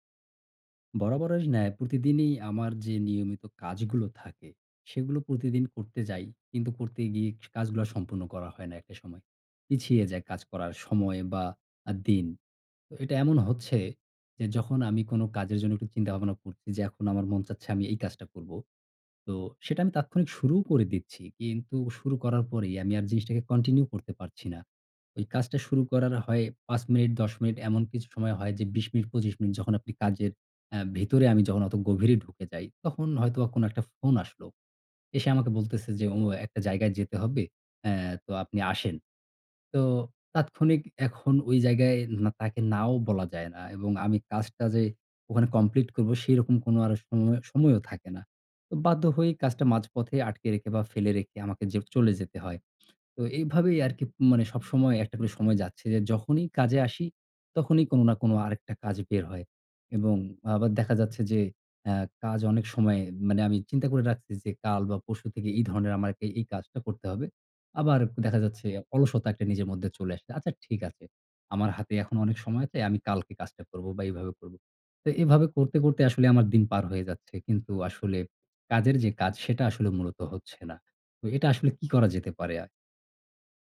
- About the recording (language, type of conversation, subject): Bengali, advice, কাজ বারবার পিছিয়ে রাখা
- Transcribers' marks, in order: "সম্পূর্ণ" said as "সম্পুন্ন"; other background noise; tapping; lip smack